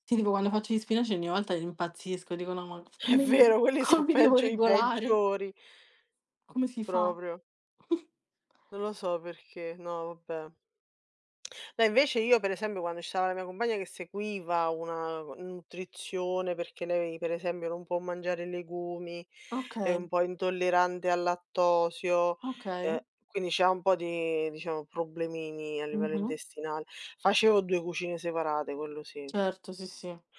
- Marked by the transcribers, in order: laughing while speaking: "È vero quelli sono peggio i peggiori"; laughing while speaking: "come"; chuckle; "esempio" said as "esembio"; "esempio" said as "esembio"
- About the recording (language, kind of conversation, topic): Italian, unstructured, Come scegli cosa mangiare durante la settimana?
- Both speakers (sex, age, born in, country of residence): female, 20-24, Italy, Italy; female, 30-34, Italy, Italy